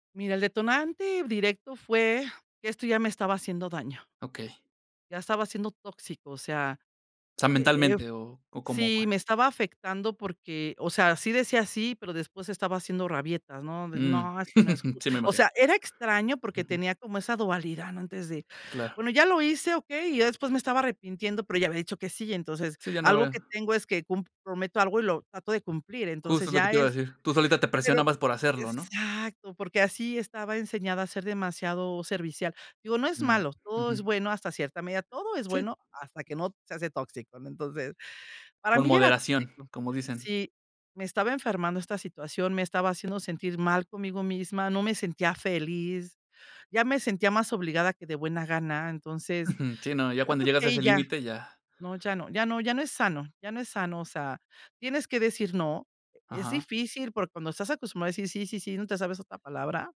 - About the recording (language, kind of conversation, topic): Spanish, podcast, ¿Cómo equilibras la lealtad familiar y tu propio bienestar?
- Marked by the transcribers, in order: chuckle